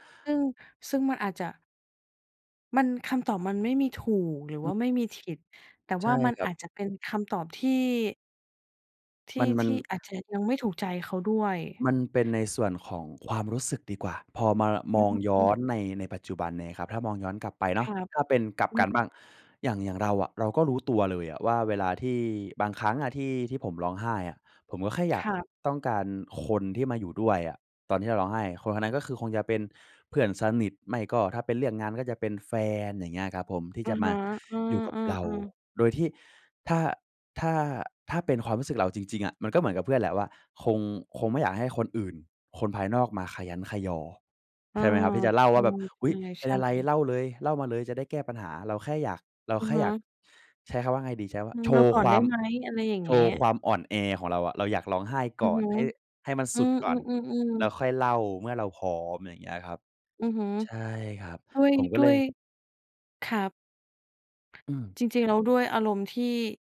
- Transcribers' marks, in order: "ผิด" said as "ถิด"
- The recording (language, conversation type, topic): Thai, podcast, เวลาเพื่อนมาระบาย คุณรับฟังเขายังไงบ้าง?